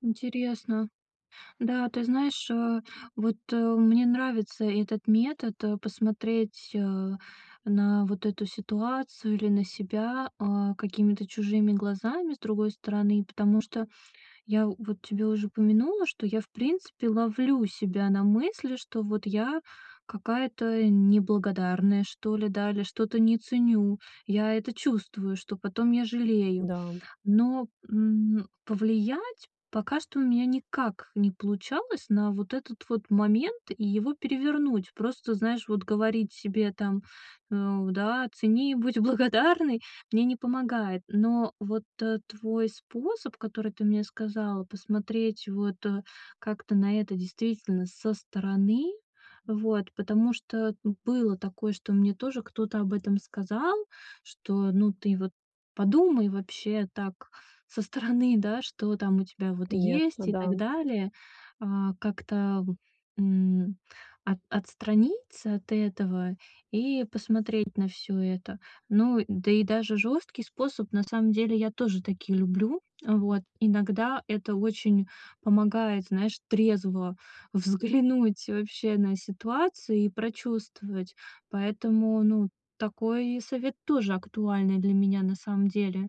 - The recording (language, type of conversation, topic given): Russian, advice, Как принять то, что у меня уже есть, и быть этим довольным?
- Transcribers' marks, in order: tapping; stressed: "повлиять"; laughing while speaking: "благодарной"; laughing while speaking: "взглянуть"